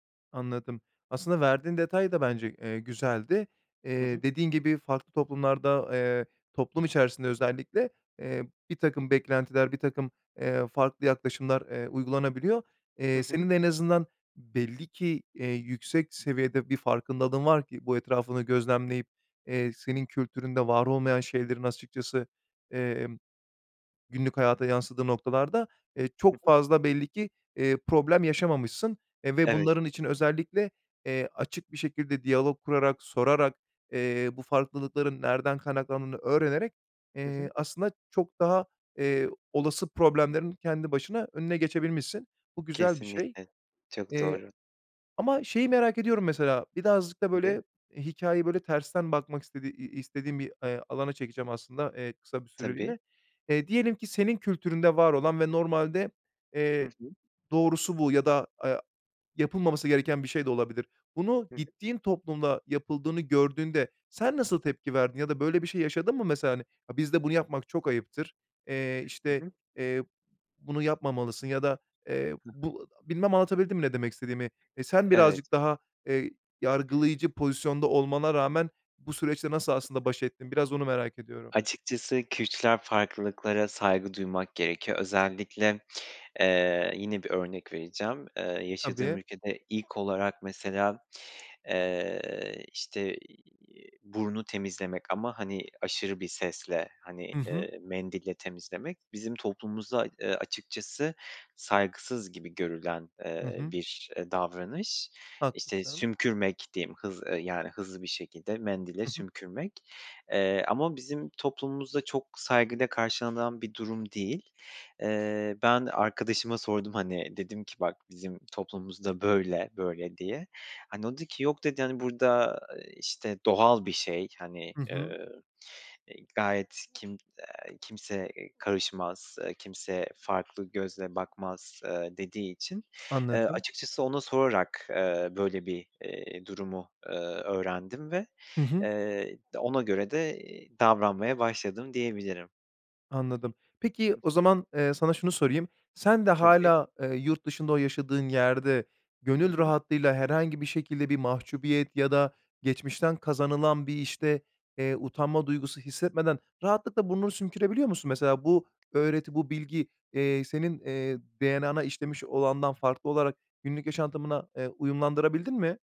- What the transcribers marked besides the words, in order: tapping; other background noise
- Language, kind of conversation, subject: Turkish, podcast, Çokkültürlü arkadaşlıklar sana neler kattı?
- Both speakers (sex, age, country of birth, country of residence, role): male, 30-34, Turkey, Bulgaria, host; male, 30-34, Turkey, Poland, guest